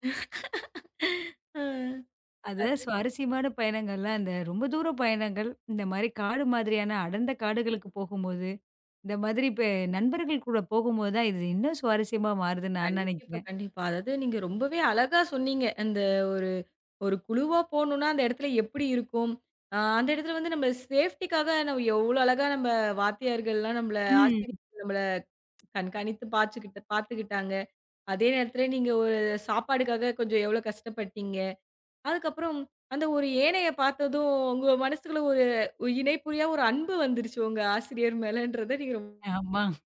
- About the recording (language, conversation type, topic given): Tamil, podcast, ஒரு குழுவுடன் சென்ற பயணத்தில் உங்களுக்கு மிகவும் சுவாரஸ்யமாக இருந்த அனுபவம் என்ன?
- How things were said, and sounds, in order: laugh; in English: "சேஃப்டிக்காக"; tapping; "பாத்துக்குட்டு" said as "பாச்சுக்குட்டு"; other noise